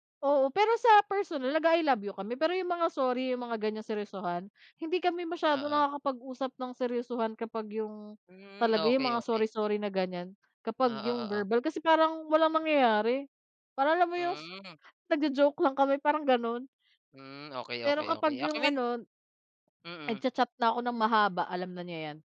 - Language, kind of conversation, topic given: Filipino, unstructured, Ano ang ginagawa mo upang mapanatili ang saya sa relasyon?
- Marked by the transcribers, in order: tapping